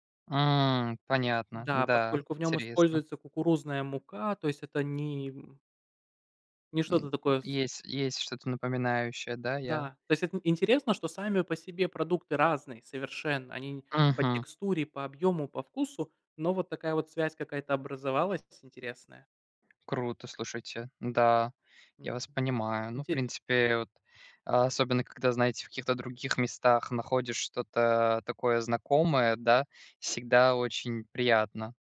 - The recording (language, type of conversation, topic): Russian, unstructured, Какой вкус напоминает тебе о детстве?
- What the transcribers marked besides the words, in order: other background noise; tapping